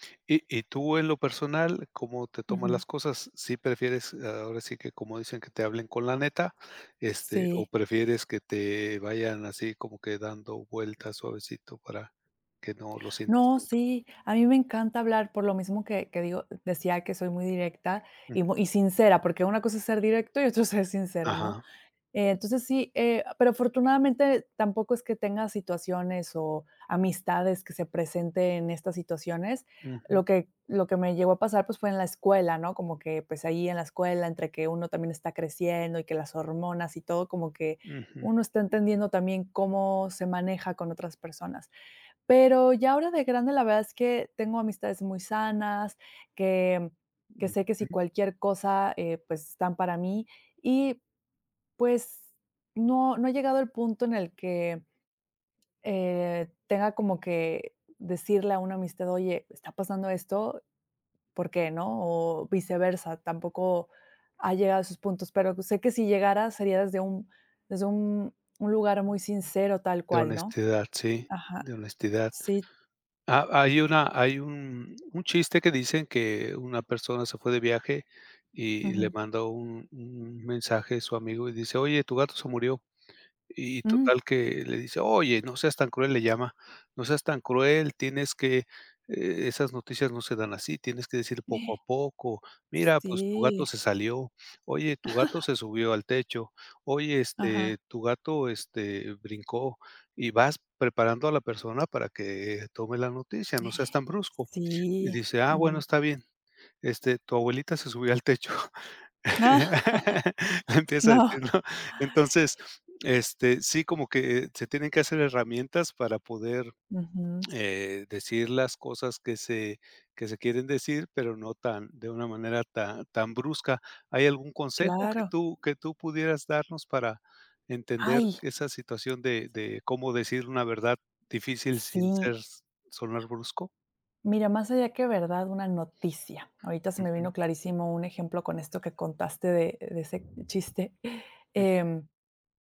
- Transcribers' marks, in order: chuckle; gasp; chuckle; gasp; laugh; laughing while speaking: "No"; laughing while speaking: "techo"; laugh; other background noise
- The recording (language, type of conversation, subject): Spanish, podcast, Qué haces cuando alguien reacciona mal a tu sinceridad